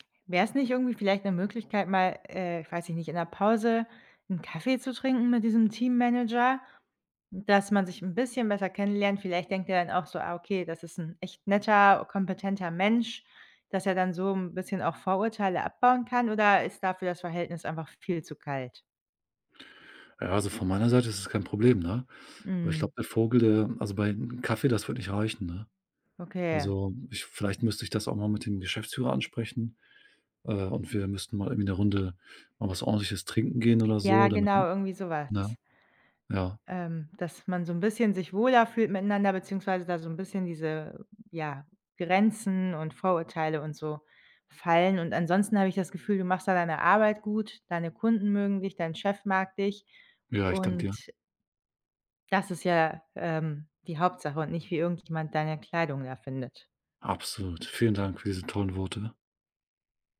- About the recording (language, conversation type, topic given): German, advice, Wie fühlst du dich, wenn du befürchtest, wegen deines Aussehens oder deines Kleidungsstils verurteilt zu werden?
- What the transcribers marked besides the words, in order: other noise